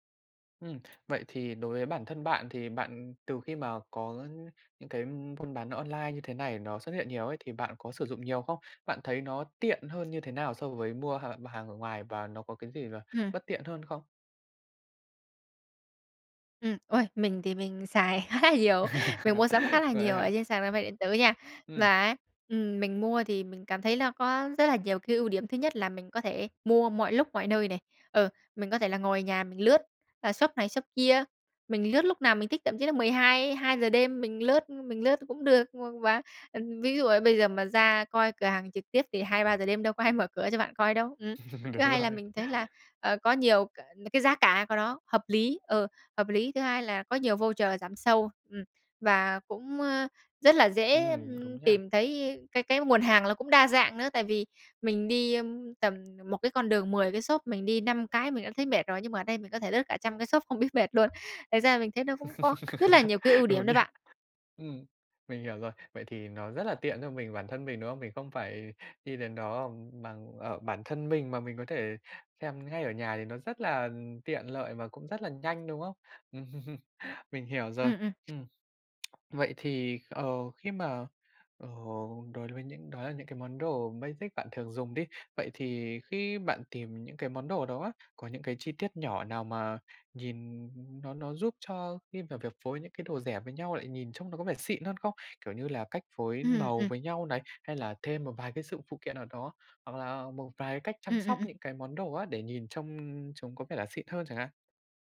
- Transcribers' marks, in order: tapping; other background noise; laughing while speaking: "khá là"; laugh; laughing while speaking: "có ai"; laugh; laughing while speaking: "Đúng rồi"; laughing while speaking: "là"; laugh; laughing while speaking: "Đúng nha"; laugh; in English: "basic"
- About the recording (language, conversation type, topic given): Vietnamese, podcast, Làm sao để phối đồ đẹp mà không tốn nhiều tiền?